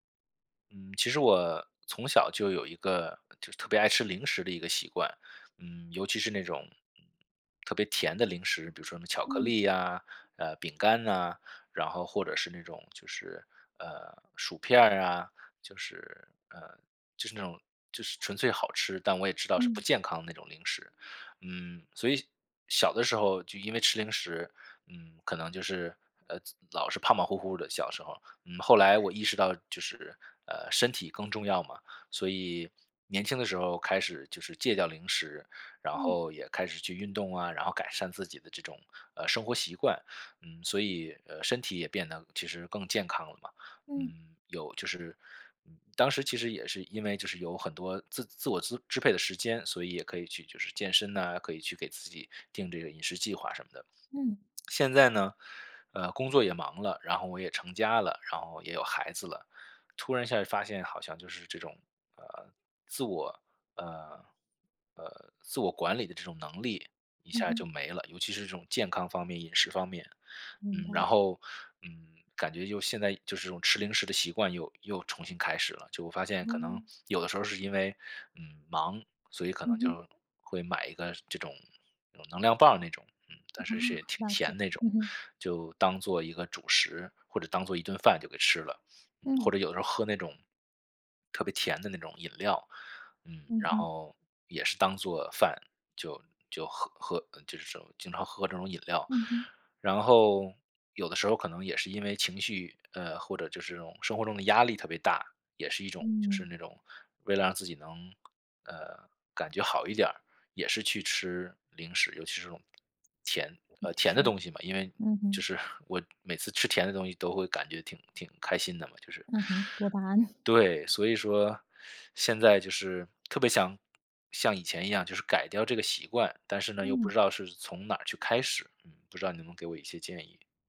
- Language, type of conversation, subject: Chinese, advice, 如何控制零食冲动
- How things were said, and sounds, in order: swallow; chuckle; teeth sucking; chuckle